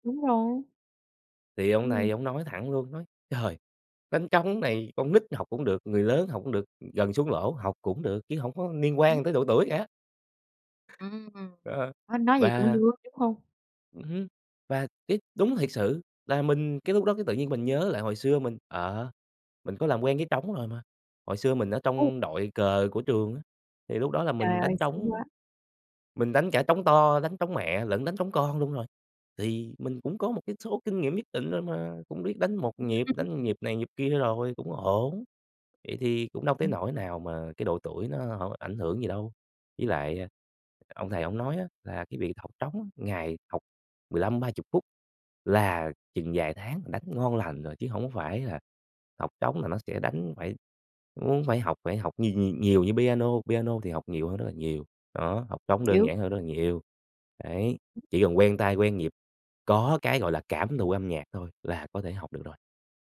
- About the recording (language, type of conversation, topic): Vietnamese, podcast, Bạn có thể kể về lần bạn tình cờ tìm thấy đam mê của mình không?
- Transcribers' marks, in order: other background noise; unintelligible speech; tapping